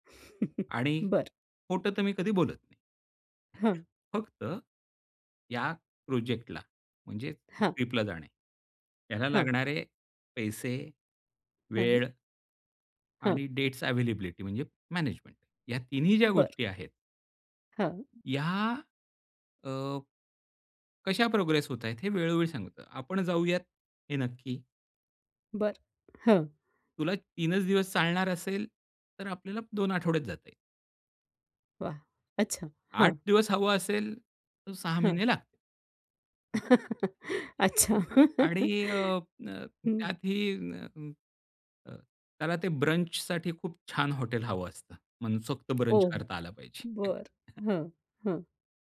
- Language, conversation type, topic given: Marathi, podcast, तुम्ही चालू असलेले काम लोकांना कसे दाखवता?
- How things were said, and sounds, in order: chuckle; tapping; other background noise; in English: "डेट्स अवेलेबिलिटी"; other noise; chuckle; laughing while speaking: "अच्छा"; laugh; in English: "ब्रंचसाठी"; in English: "ब्रंच"; chuckle